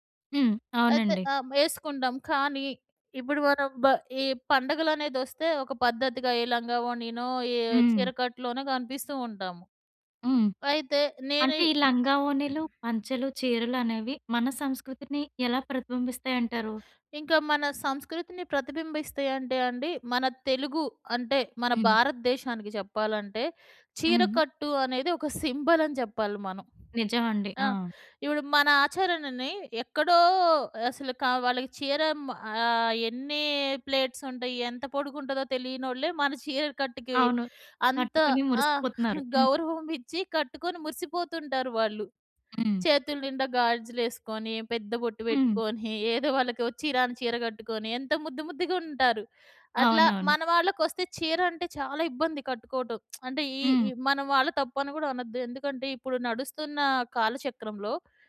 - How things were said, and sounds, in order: other background noise; throat clearing; giggle; giggle; lip smack
- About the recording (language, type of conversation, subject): Telugu, podcast, సంస్కృతి మీ స్టైల్‌పై ఎలా ప్రభావం చూపింది?